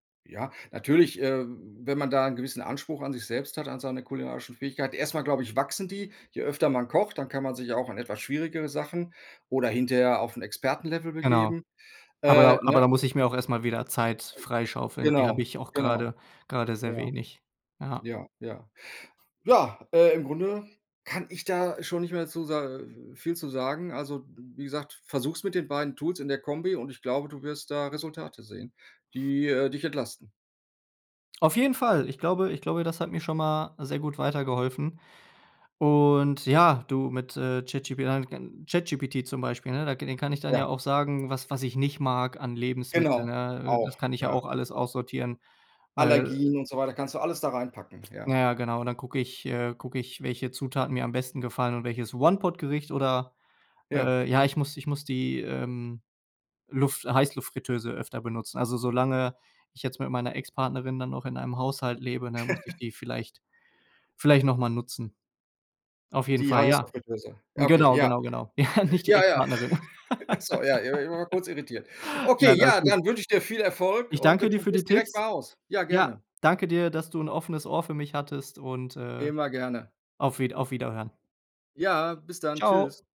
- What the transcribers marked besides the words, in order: other background noise; drawn out: "Und"; unintelligible speech; laugh; laugh; laughing while speaking: "Ja"; stressed: "Okay, ja"; laugh
- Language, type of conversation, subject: German, advice, Wie kann ich trotz Zeitmangel häufiger gesunde Mahlzeiten selbst zubereiten, statt zu Fertigessen zu greifen?